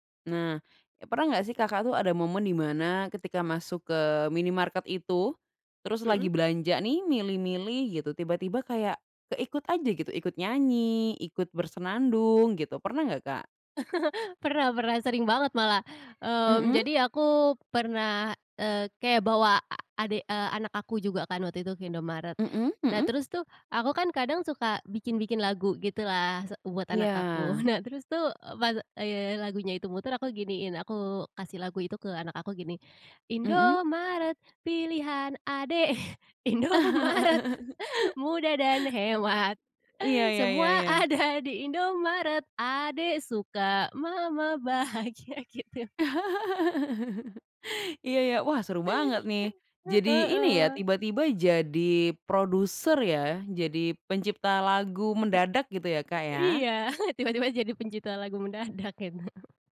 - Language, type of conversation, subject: Indonesian, podcast, Jingle iklan lawas mana yang masih nempel di kepala?
- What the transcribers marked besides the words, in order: other background noise; chuckle; baby crying; laughing while speaking: "Nah"; laugh; singing: "Indomaret pilihan adik, Indomaret mudah … suka, mama bahagia"; chuckle; laughing while speaking: "Indomaret"; laughing while speaking: "ada"; laughing while speaking: "bahagia, gitu"; laugh; chuckle; laughing while speaking: "mendadak, gitu"